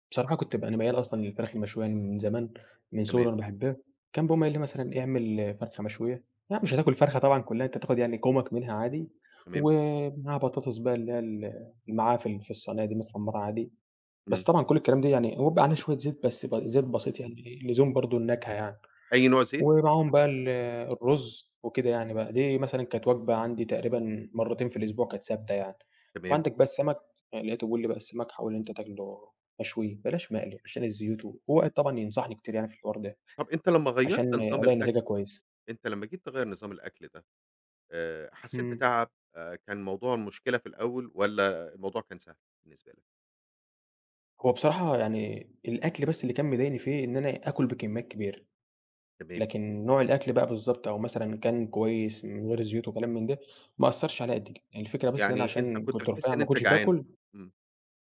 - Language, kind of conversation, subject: Arabic, podcast, إزاي تقدر تمارس الرياضة بانتظام من غير ما تزهق؟
- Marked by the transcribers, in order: none